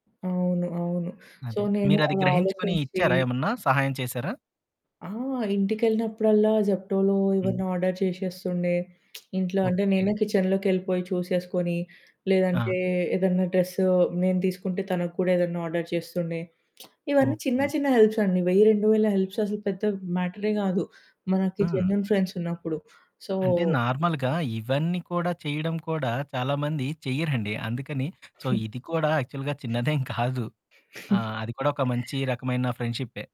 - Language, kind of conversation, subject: Telugu, podcast, స్నేహంలో నమ్మకం ఎలా ఏర్పడుతుందని మీరు అనుకుంటున్నారు?
- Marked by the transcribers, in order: static; in English: "సో"; in English: "జెప్టోలో"; in English: "ఆర్డర్"; lip smack; in English: "ఆర్డర్"; lip smack; in English: "హెల్ప్స్"; in English: "జెన్యూన్"; in English: "సో"; in English: "నార్మల్‌గా"; other background noise; in English: "సో"; giggle; in English: "యాక్చువల్‌గా"; giggle